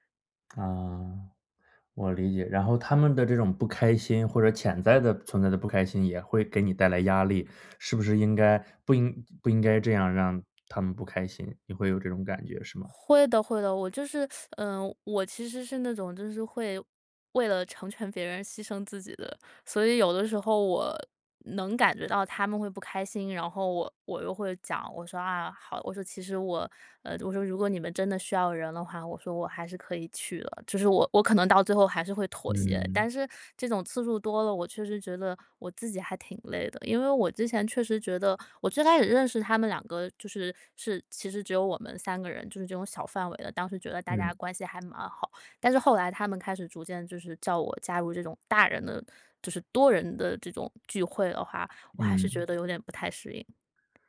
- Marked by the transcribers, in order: tapping; teeth sucking
- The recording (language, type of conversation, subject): Chinese, advice, 被强迫参加朋友聚会让我很疲惫